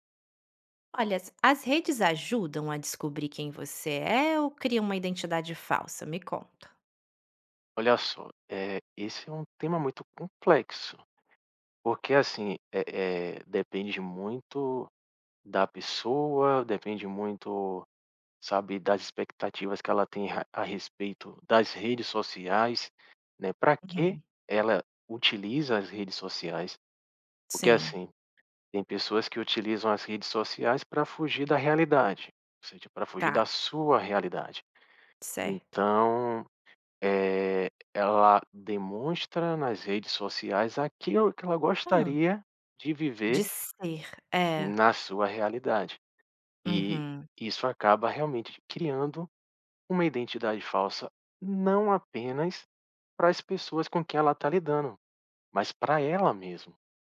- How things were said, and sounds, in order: none
- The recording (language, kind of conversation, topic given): Portuguese, podcast, As redes sociais ajudam a descobrir quem você é ou criam uma identidade falsa?